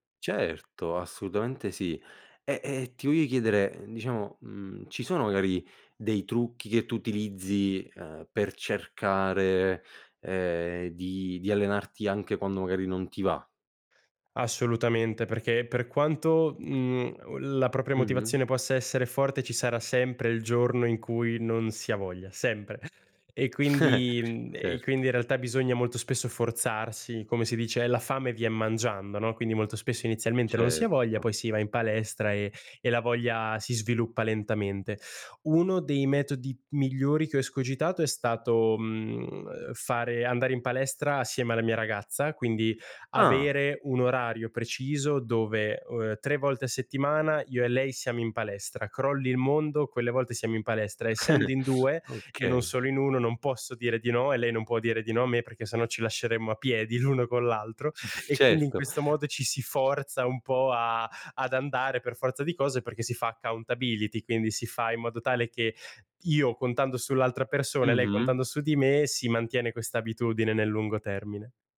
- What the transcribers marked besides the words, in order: "voglio" said as "voio"; "propria" said as "propia"; giggle; other background noise; giggle; chuckle; in English: "accountability"
- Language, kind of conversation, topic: Italian, podcast, Come fai a mantenere la costanza nell’attività fisica?